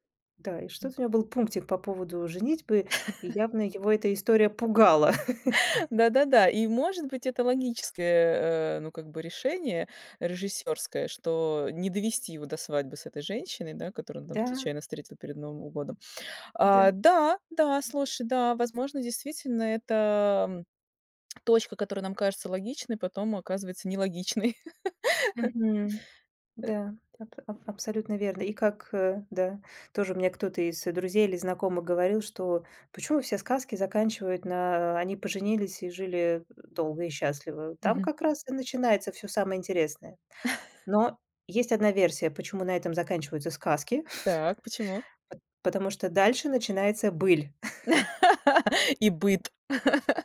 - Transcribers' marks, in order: laugh; chuckle; laugh; laugh; tapping; laugh; laugh; laugh
- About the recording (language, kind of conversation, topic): Russian, podcast, Что делает финал фильма по-настоящему удачным?